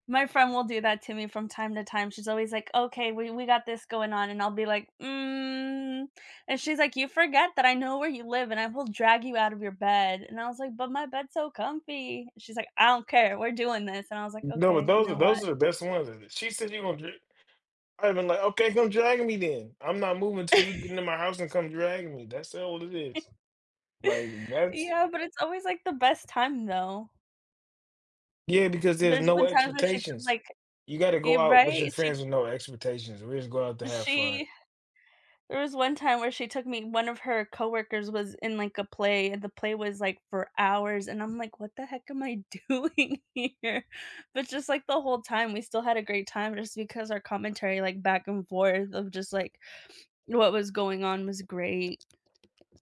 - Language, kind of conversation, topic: English, unstructured, What strategies help you maintain a healthy balance between alone time and social activities?
- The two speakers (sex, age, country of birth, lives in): female, 30-34, Mexico, United States; male, 35-39, United States, United States
- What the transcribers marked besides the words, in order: drawn out: "Mm"; chuckle; chuckle; laughing while speaking: "doing here"; other background noise